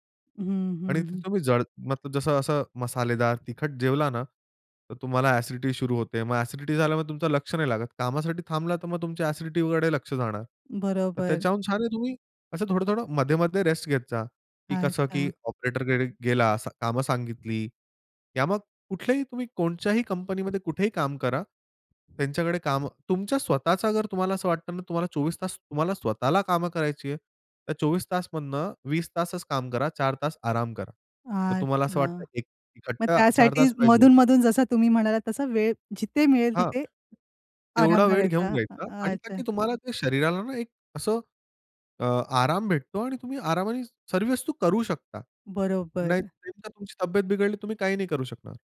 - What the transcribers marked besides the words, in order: other noise
- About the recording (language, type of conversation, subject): Marathi, podcast, शरीराला विश्रांतीची गरज आहे हे तुम्ही कसे ठरवता?
- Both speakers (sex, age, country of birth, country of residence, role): female, 35-39, India, India, host; male, 25-29, India, India, guest